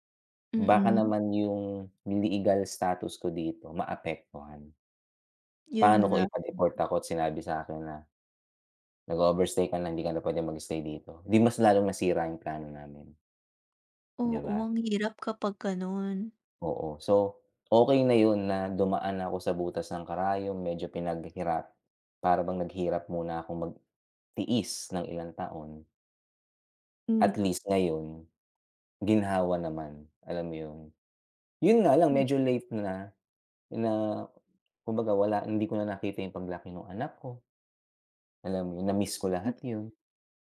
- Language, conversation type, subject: Filipino, unstructured, Ano ang pinakamahirap na desisyong nagawa mo sa buhay mo?
- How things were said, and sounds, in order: tapping; other background noise; background speech